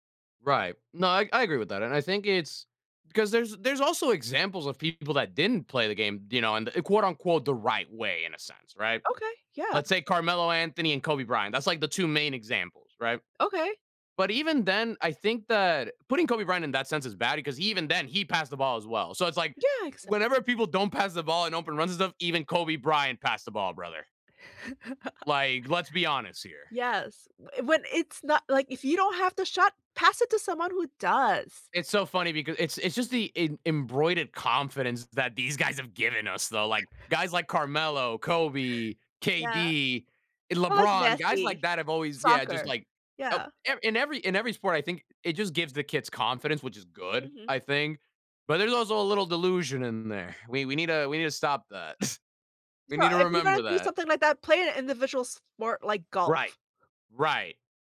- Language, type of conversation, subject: English, unstructured, How can I use teamwork lessons from different sports in my life?
- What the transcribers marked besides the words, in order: laugh; "embroidered" said as "embroided"; laugh; chuckle